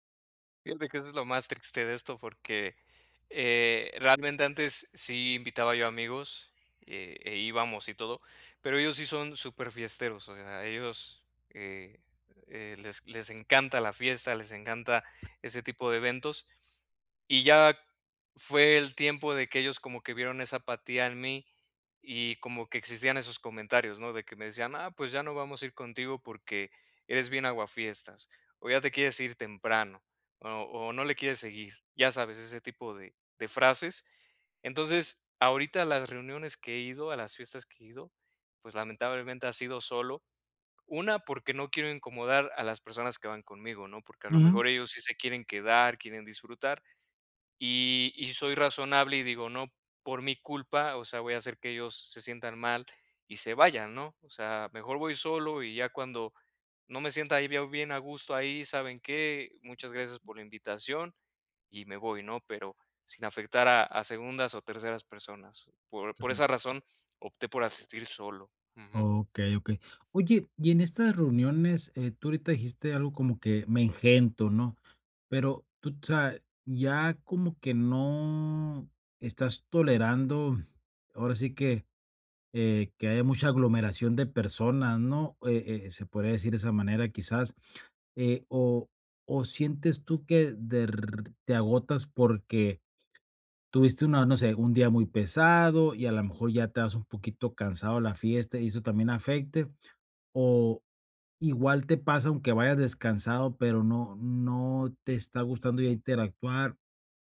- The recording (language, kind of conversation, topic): Spanish, advice, ¿Cómo puedo manejar el agotamiento social en fiestas y reuniones?
- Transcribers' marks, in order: other background noise; unintelligible speech